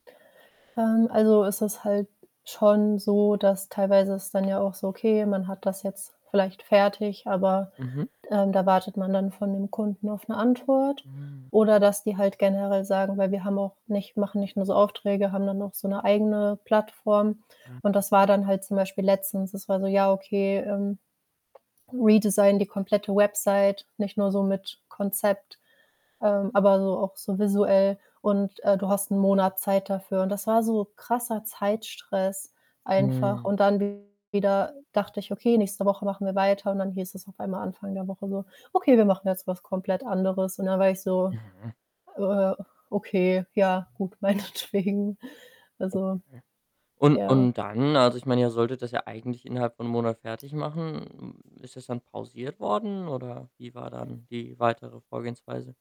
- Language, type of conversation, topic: German, advice, Wie kann ich mit der überwältigenden Menge an endlosen Aufgaben beim Aufbau meiner Firma umgehen?
- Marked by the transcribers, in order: static; other background noise; in English: "redesign"; distorted speech; laughing while speaking: "meinetwegen"